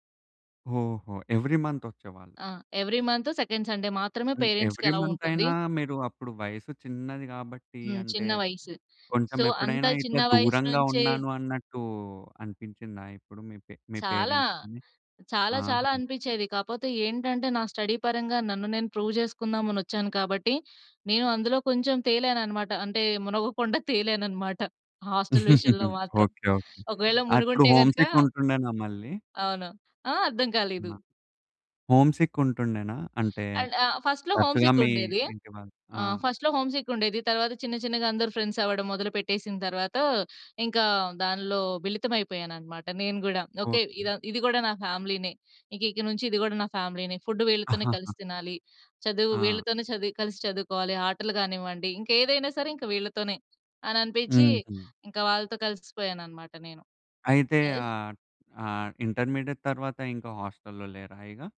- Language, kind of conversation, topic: Telugu, podcast, కుటుంబాన్ని సంతోషపెట్టడం నిజంగా విజయం అని మీరు భావిస్తారా?
- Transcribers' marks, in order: in English: "ఎవ్రీ"; in English: "ఎవ్రీ"; in English: "సెకండ్ సండే"; in English: "పేరెంట్స్‌కి యలో"; in English: "ఎవ్రీ"; in English: "సో"; in English: "పేరెంట్స్‌ని"; in English: "స్టడీ"; in English: "ప్రూవ్"; giggle; in English: "హోమ్‌సిక్"; in English: "హోమ్‌సిక్"; in English: "అండ్"; in English: "ఫస్ట్‌లో హోమ్‌సిక్"; in English: "ఫస్ట్‌లో హోమ్‌సిక్"; chuckle; in English: "యెస్"; in English: "ఇంటర్మీడియేట్"